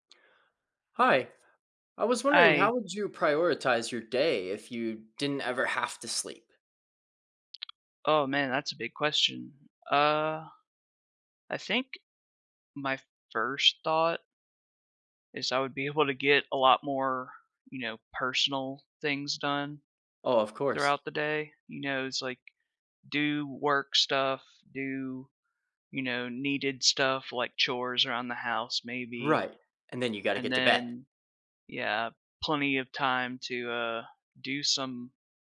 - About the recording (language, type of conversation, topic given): English, unstructured, How would you prioritize your day without needing to sleep?
- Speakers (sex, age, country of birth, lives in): male, 30-34, United States, United States; male, 35-39, United States, United States
- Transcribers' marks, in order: tapping